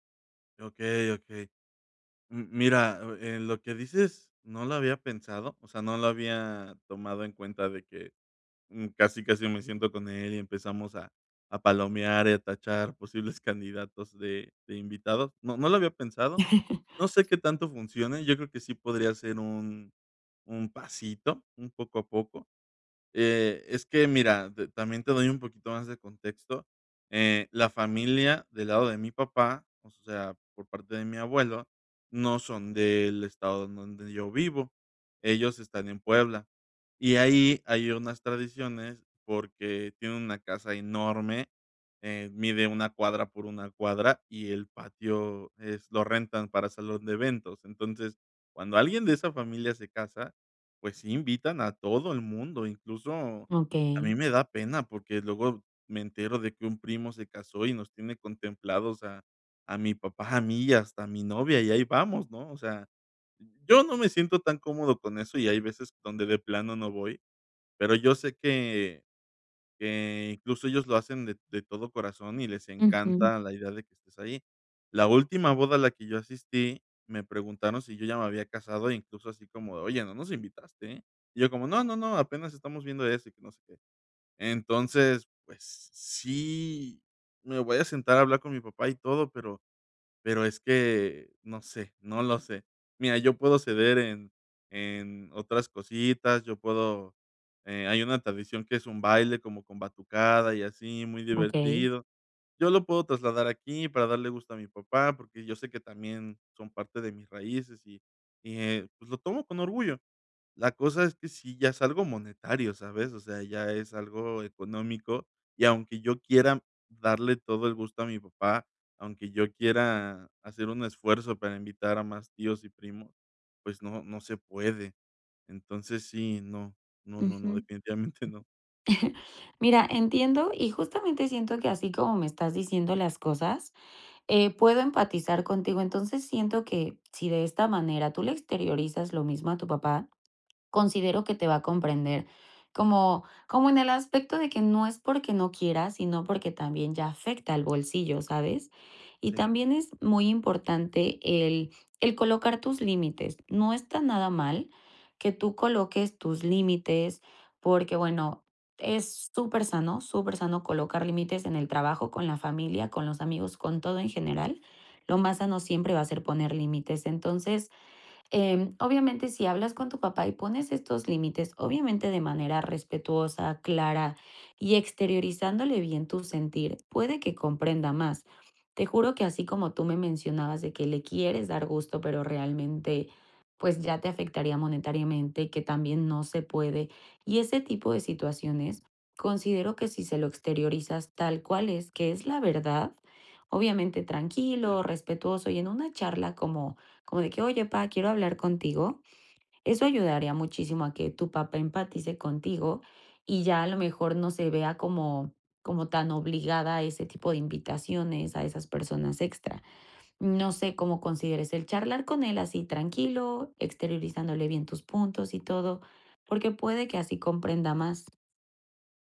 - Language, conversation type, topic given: Spanish, advice, ¿Cómo te sientes respecto a la obligación de seguir tradiciones familiares o culturales?
- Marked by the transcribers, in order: other background noise; laugh; chuckle